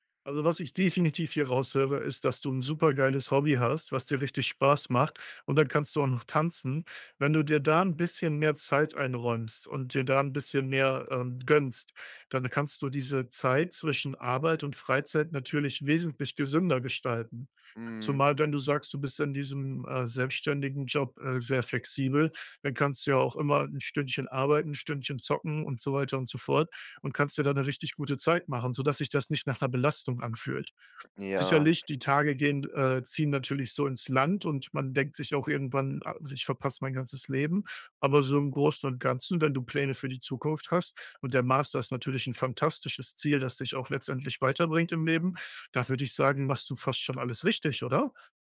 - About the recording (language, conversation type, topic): German, advice, Wie kann ich klare Grenzen zwischen Arbeit und Freizeit ziehen?
- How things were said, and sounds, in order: other background noise; other noise